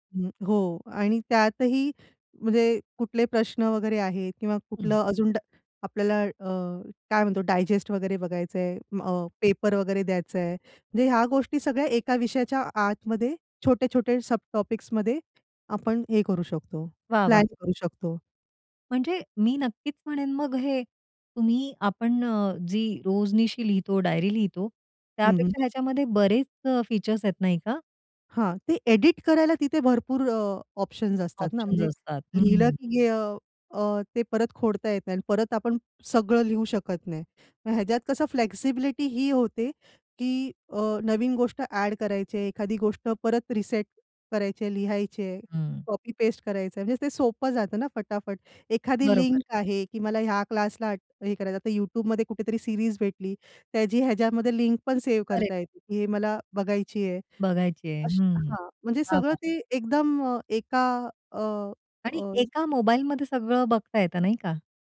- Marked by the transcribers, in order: in English: "डायजेस्ट"; other background noise; in English: "टॉपिक्समध्ये"; tapping; in English: "फ्लेक्सिबिलिटी"; in English: "कॉपी पेस्ट"; in English: "सीरीज"
- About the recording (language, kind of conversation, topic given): Marathi, podcast, कुठल्या कामांची यादी तयार करण्याच्या अनुप्रयोगामुळे तुमचं काम अधिक सोपं झालं?